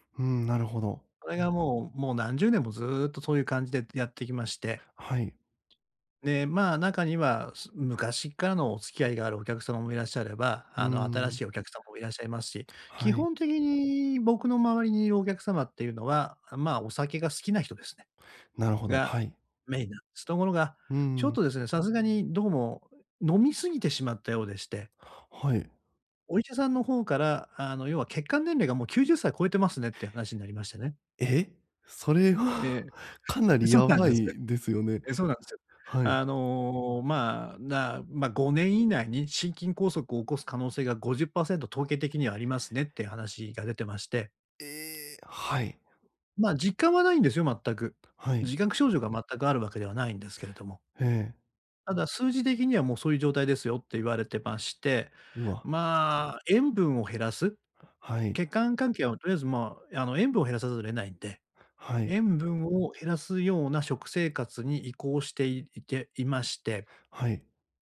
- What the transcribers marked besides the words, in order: surprised: "え"; surprised: "ええ"; tapping
- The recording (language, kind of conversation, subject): Japanese, advice, 断りづらい誘いを上手にかわすにはどうすればいいですか？